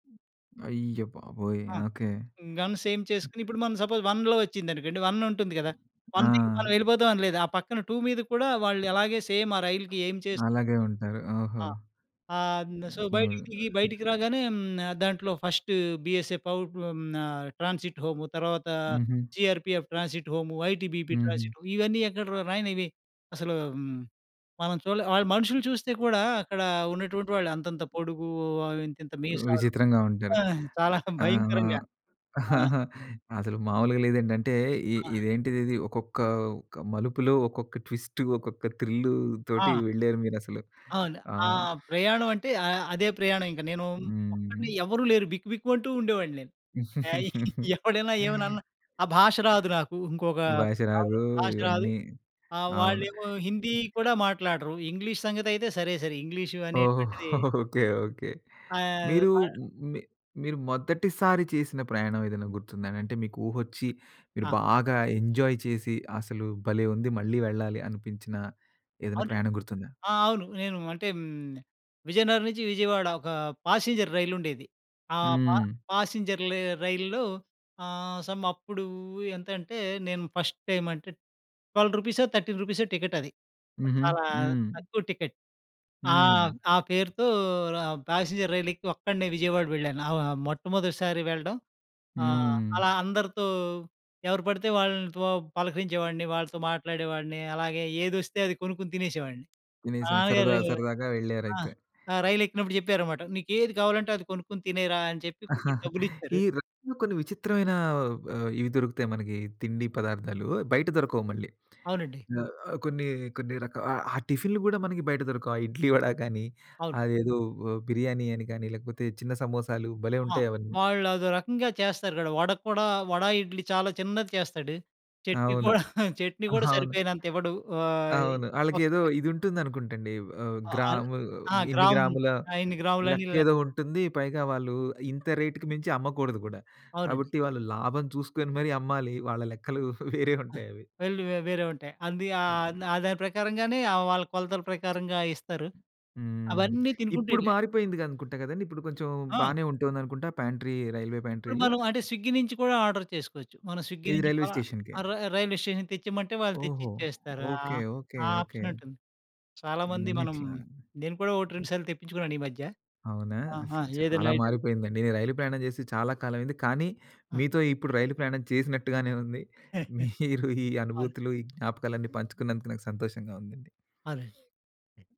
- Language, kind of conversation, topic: Telugu, podcast, ప్రయాణం నీకు నేర్పించిన అతి పెద్ద పాఠం ఏది?
- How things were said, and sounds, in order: in English: "గన్స్ ఎయిమ్"; other noise; in English: "సపోజ్ వన్‌లో"; in English: "వన్"; other background noise; in English: "వన్"; in English: "టూ"; in English: "సేమ్"; in English: "ఎయిమ్"; in English: "సో"; unintelligible speech; in English: "ఫస్ట్ బీఎస్ఏ"; in English: "జీఆర్‌పిఎఫ్ ట్రాన్సిట్ హోమ్, ఐటీబీపీ ట్రాన్సిట్"; chuckle; in English: "ట్విస్ట్"; in English: "థ్రిల్‌తోటి"; laugh; chuckle; chuckle; in English: "ఎంజాయ్"; in English: "ప్యాసింజర్"; in English: "ప్యాసింజర్"; in English: "సమ్"; in English: "ఫస్ట్ టైమ్"; in English: "ట్వెల్వ్"; in English: "థర్టీన్"; in English: "టికెట్"; in English: "టికెట్"; in English: "ప్యాసింజర్"; chuckle; tapping; in English: "చెట్నీ"; chuckle; in English: "చెట్నీ"; in English: "రేట్‌కి"; chuckle; in English: "ప్యాంట్రీ రైల్వే"; in English: "స్విగ్గీ"; in English: "ఆర్డర్"; in English: "స్విగ్గీ"; in English: "ఆప్షన్"; in English: "ఐటెమ్"; chuckle; sniff